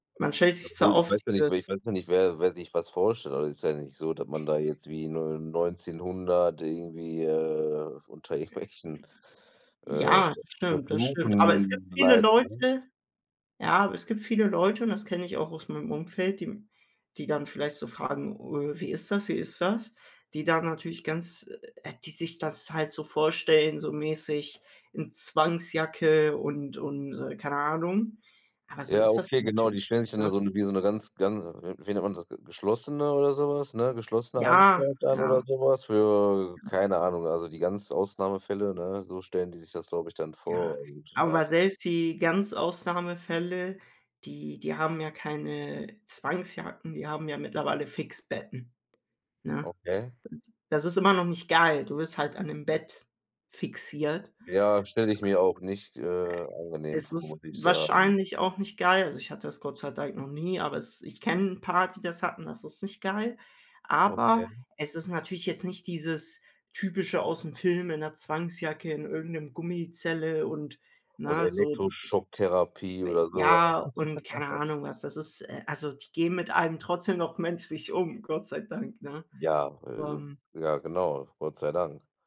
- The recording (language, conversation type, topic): German, unstructured, Warum fällt es vielen Menschen schwer, bei Depressionen Hilfe zu suchen?
- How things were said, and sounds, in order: other background noise; laughing while speaking: "irgendwelchen"; tapping; "Fixierbetten" said as "Fixbetten"; laugh